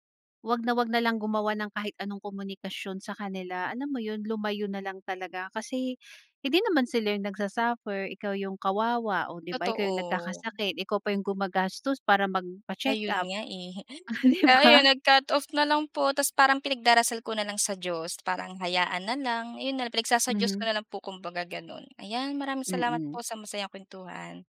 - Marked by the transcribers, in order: none
- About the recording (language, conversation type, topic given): Filipino, podcast, Ano ang mga senyales na kailangan mo nang humingi ng tulong?